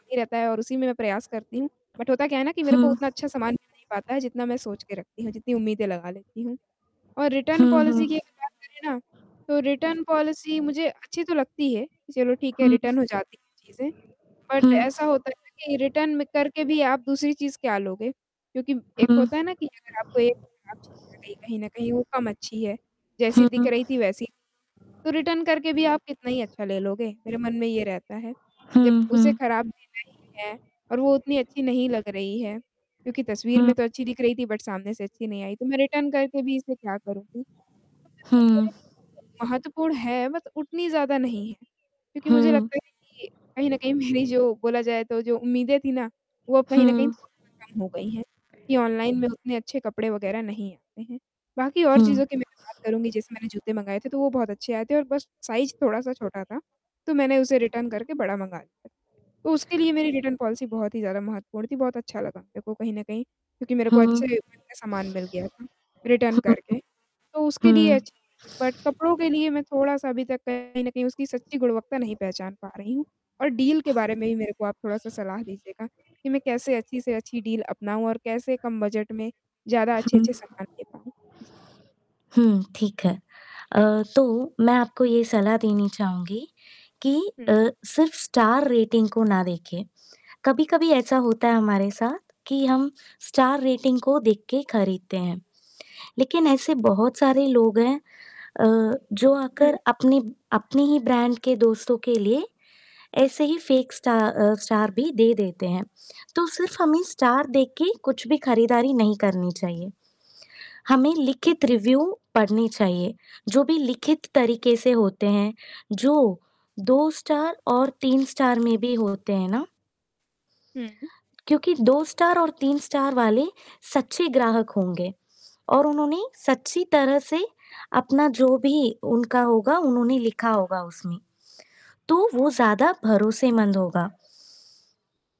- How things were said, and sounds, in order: other background noise; in English: "बट"; distorted speech; in English: "रिटर्न पॉलिसी"; in English: "रिटर्न पॉलिसी"; in English: "रिटर्न"; static; in English: "बट"; in English: "रिटर्न"; unintelligible speech; in English: "रिटर्न"; in English: "बट"; in English: "रिटर्न"; unintelligible speech; in English: "बट"; laughing while speaking: "मेरी जो"; in English: "ऑनलाइन"; in English: "साइज़"; in English: "रिटर्न"; in English: "रिटर्न पॉलिसी"; in English: "रेट"; in English: "रिटर्न"; in English: "बट"; in English: "डील"; in English: "डील"; tapping; in English: "स्टार रेटिंग"; in English: "स्टार रेटिंग"; in English: "फेक स्टा"; in English: "रिव्यू"
- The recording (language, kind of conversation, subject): Hindi, advice, ऑनलाइन खरीदारी करते समय असली गुणवत्ता और अच्छी डील की पहचान कैसे करूँ?
- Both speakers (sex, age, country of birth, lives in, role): female, 20-24, India, India, user; female, 25-29, India, India, advisor